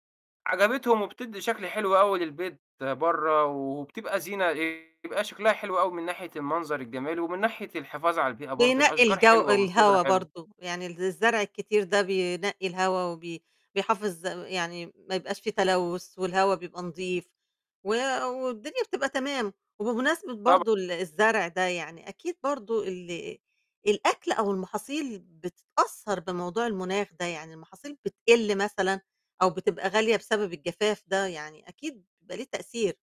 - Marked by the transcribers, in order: distorted speech
- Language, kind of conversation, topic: Arabic, podcast, إيه رأيك في تغيّر المناخ، وإزاي مأثر على حياتنا اليومية؟
- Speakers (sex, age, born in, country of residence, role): female, 65-69, Egypt, Egypt, host; male, 25-29, Egypt, Egypt, guest